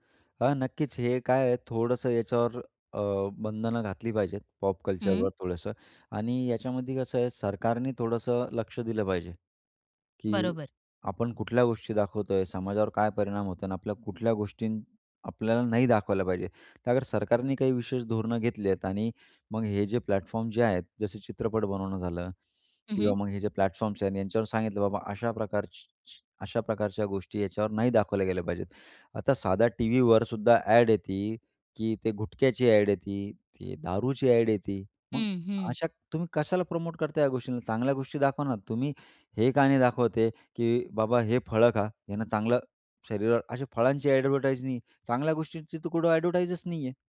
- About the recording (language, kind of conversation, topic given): Marathi, podcast, पॉप संस्कृतीने समाजावर कोणते बदल घडवून आणले आहेत?
- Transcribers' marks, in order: tapping; in English: "पॉप कल्चरवर"; in English: "प्लॅटफॉर्म"; in English: "प्लॅटफॉर्म्स"; other background noise; in English: "प्रमोट"; in English: "ॲडव्हरटाईज"; in English: "ॲडव्हरटाईजच"